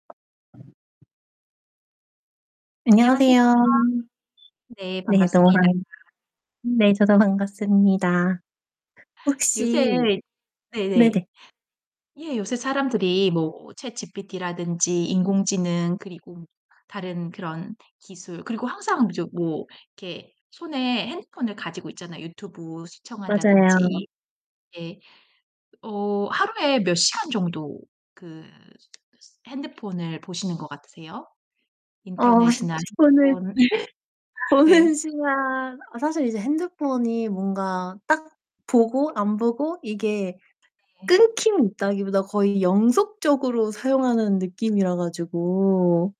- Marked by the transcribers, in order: tapping; other background noise; distorted speech; laugh; laughing while speaking: "보는 시간"; laugh
- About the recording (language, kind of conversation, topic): Korean, unstructured, 사람들이 기술에 너무 의존하는 것이 문제일까요?